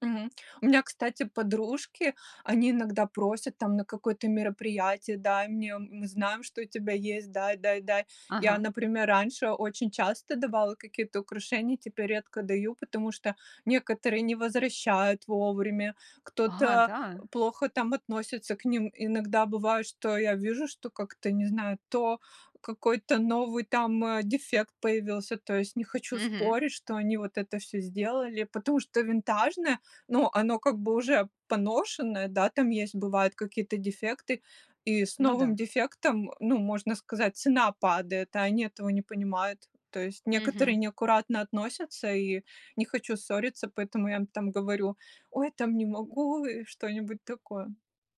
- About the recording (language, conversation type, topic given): Russian, podcast, Какое у вас любимое хобби и как и почему вы им увлеклись?
- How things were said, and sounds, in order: none